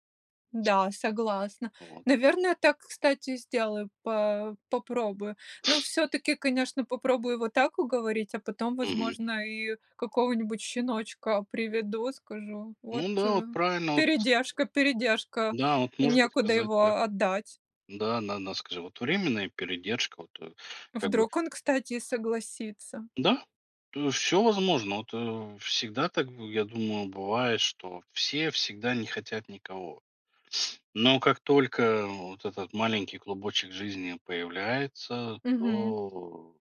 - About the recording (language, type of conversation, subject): Russian, podcast, Что бы ты посоветовал(а), чтобы создать дома уютную атмосферу?
- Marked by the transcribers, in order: other background noise; other noise